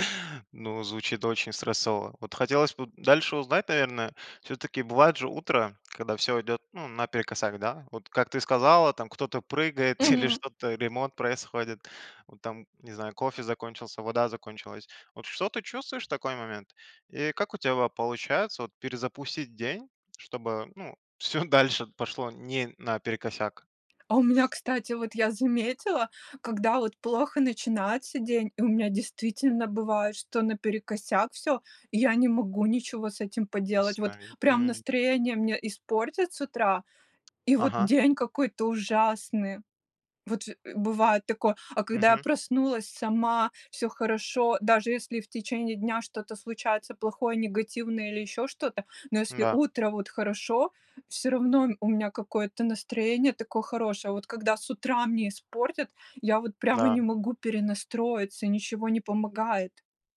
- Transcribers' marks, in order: tapping; chuckle; sniff; other background noise
- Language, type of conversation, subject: Russian, podcast, Как начинается твой обычный день?